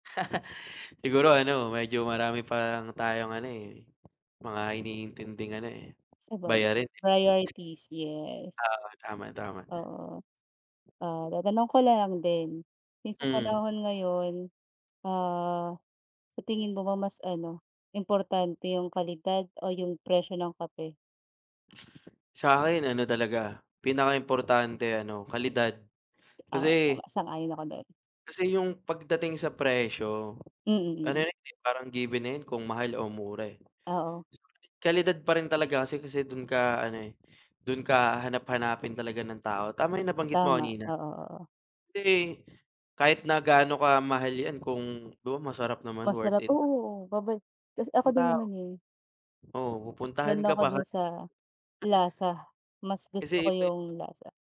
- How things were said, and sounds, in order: laugh
- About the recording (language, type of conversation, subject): Filipino, unstructured, Ano ang palagay mo sa sobrang pagtaas ng presyo ng kape sa mga sikat na kapihan?